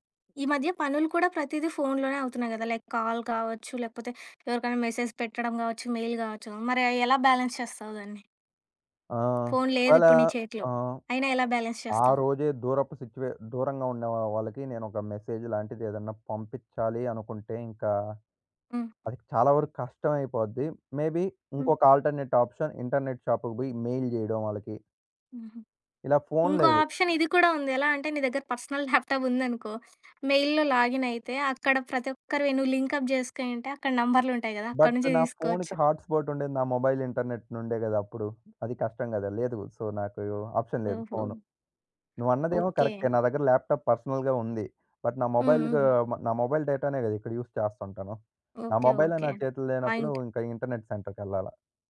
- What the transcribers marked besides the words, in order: other background noise; in English: "లైక్ కాల్"; in English: "మెసేజ్"; in English: "మెయిల్"; in English: "బ్యాలెన్స్"; in English: "బాలన్స్"; tapping; in English: "మెసేజ్"; in English: "మే‌బీ"; in English: "ఆల్టర్‌నేట్ ఆప్షన్ ఇంటర్‌నేట్"; in English: "మెయిల్"; in English: "ఆప్షన్"; in English: "పర్సనల్ ల్యాప్‌టాప్"; in English: "మెయిల్‌లో"; in English: "లింక్ అప్"; in English: "బట్"; in English: "హాట్‌స్పాట్"; in English: "మొబైల్ ఇంటర్‌నేట్"; in English: "సో"; in English: "ఆప్షన్"; in English: "ల్యాప్‌టాప్ పర్సనల్‌గా"; in English: "బట్"; in English: "మొబైల్"; in English: "మొబైల్"; in English: "యూజ్"; in English: "పాయింట్"; in English: "ఇంటర్‌నేట్"
- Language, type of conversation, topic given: Telugu, podcast, ఫోన్ లేకుండా ఒకరోజు మీరు ఎలా గడుపుతారు?